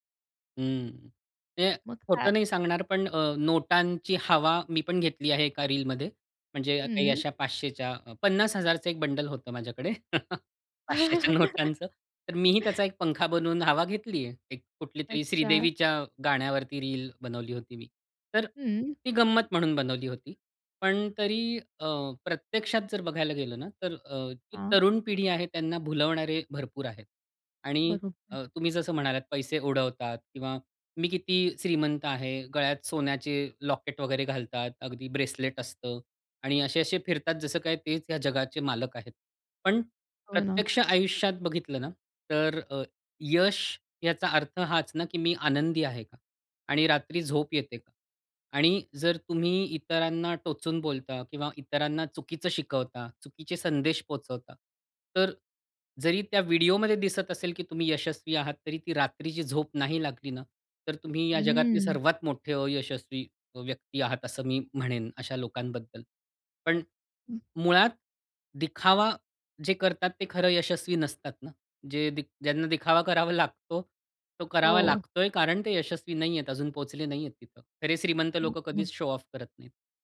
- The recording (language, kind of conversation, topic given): Marathi, podcast, सोशल मीडियावर दिसणं आणि खऱ्या जगातलं यश यातला फरक किती आहे?
- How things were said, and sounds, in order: laugh; laughing while speaking: "पाचशेच्या नोटांचं"; laugh; in English: "ब्रेसलेट"; other background noise; unintelligible speech; in English: "शो ऑफ"